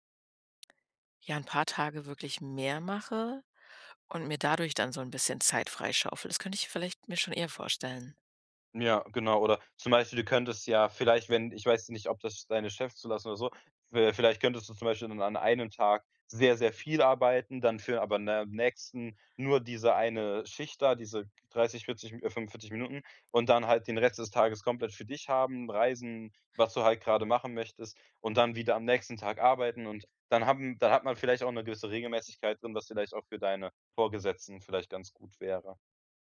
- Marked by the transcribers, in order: other background noise
- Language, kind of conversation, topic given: German, advice, Wie plane ich eine Reise stressfrei und ohne Zeitdruck?